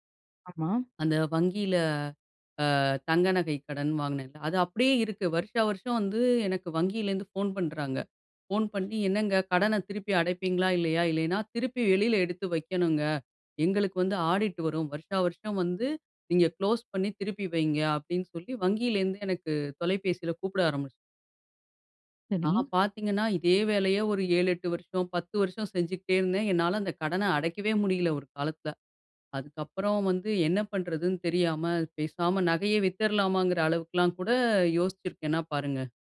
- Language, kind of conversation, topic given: Tamil, podcast, வீட்டை வாங்குவது ஒரு நல்ல முதலீடா என்பதை நீங்கள் எப்படித் தீர்மானிப்பீர்கள்?
- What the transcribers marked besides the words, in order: in English: "ஆடிட்"